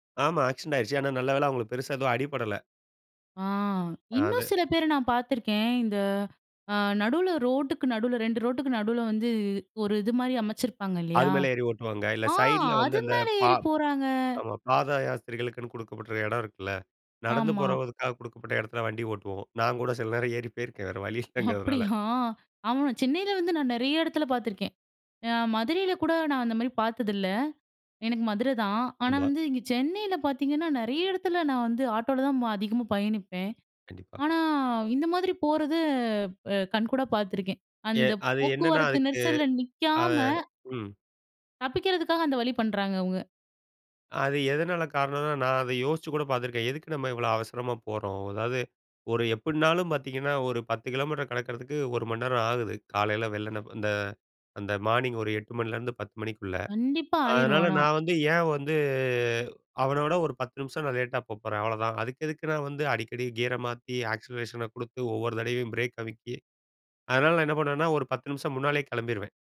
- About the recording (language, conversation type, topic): Tamil, podcast, போக்குவரத்து அல்லது நெரிசல் நேரத்தில் மனஅழுத்தத்தை எப்படிக் கையாளலாம்?
- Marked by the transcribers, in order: in English: "ஆக்சிடென்ட்"; laughing while speaking: "நான் கூட சில நேரம் ஏறி போயிருக்கேன் வேற வழி இல்லைங்கிறதுனால"; laughing while speaking: "அப்படியா"; in English: "கியரை"; in English: "ஆக்சிலரேஷனை"; in English: "பிரேக்"